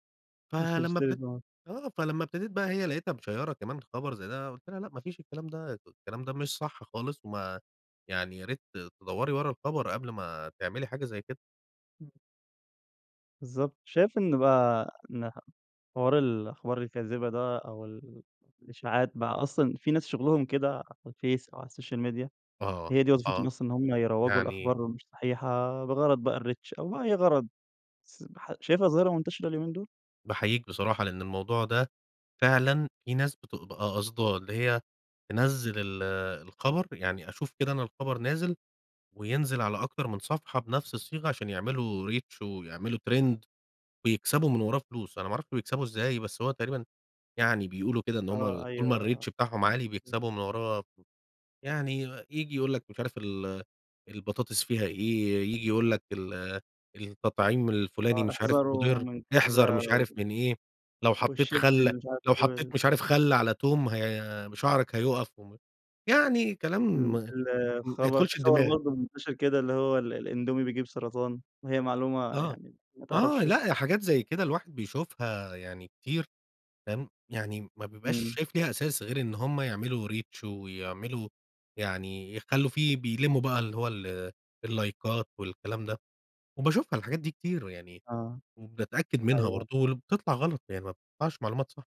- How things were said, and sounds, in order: in English: "مشَيَّرَة"; unintelligible speech; in English: "السوشيال ميديا"; in English: "الrReach"; in English: "Reach"; in English: "Trend"; in English: "الReach"; in English: "Reach"; in English: "اللَّايكات"
- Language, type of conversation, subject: Arabic, podcast, إزاي بتتعامل مع الأخبار الكاذبة على السوشيال ميديا؟